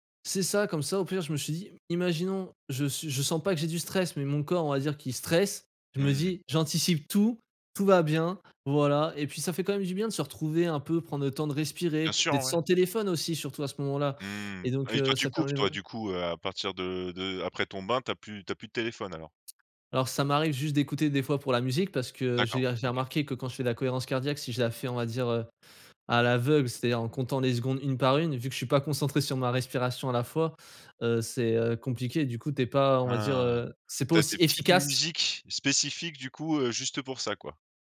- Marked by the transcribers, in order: stressed: "efficace"
- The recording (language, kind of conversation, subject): French, podcast, As-tu des rituels du soir pour mieux dormir ?